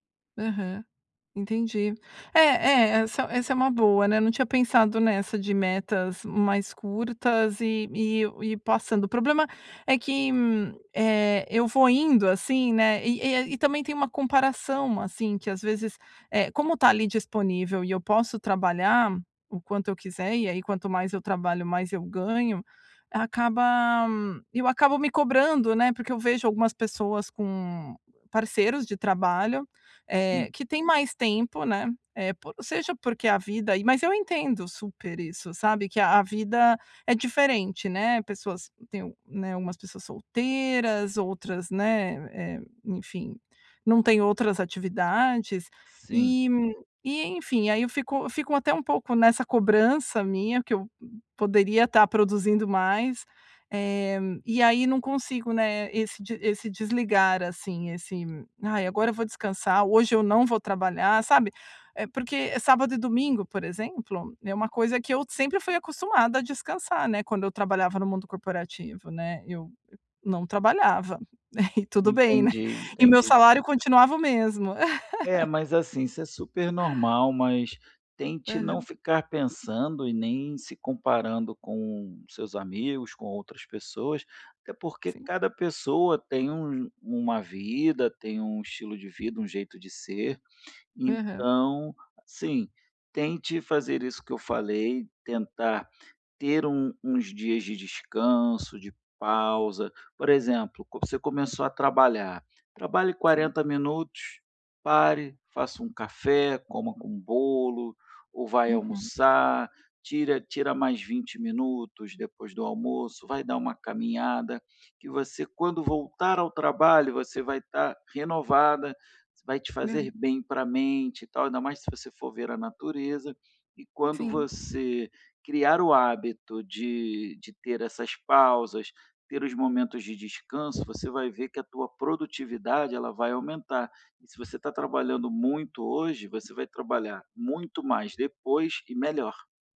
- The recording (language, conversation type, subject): Portuguese, advice, Como posso descansar sem me sentir culpado por não estar sempre produtivo?
- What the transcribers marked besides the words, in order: giggle; laugh; unintelligible speech